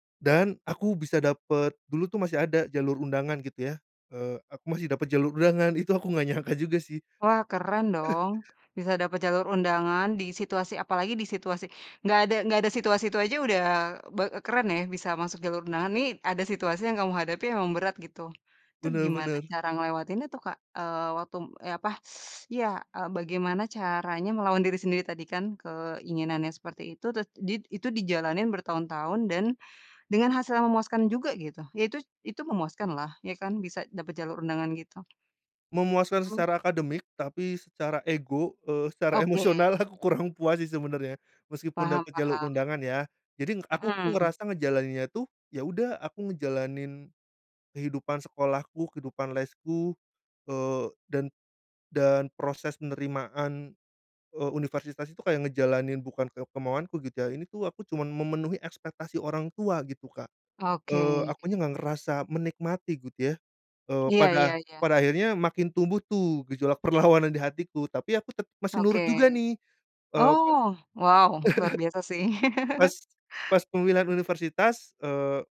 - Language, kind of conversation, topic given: Indonesian, podcast, Bagaimana kamu menghadapi ekspektasi keluarga tanpa kehilangan jati diri?
- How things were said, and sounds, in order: laughing while speaking: "nyangka"; other background noise; laugh; tapping; teeth sucking; laughing while speaking: "emosional aku kurang puas sih"; laughing while speaking: "perlawanan"; chuckle; laugh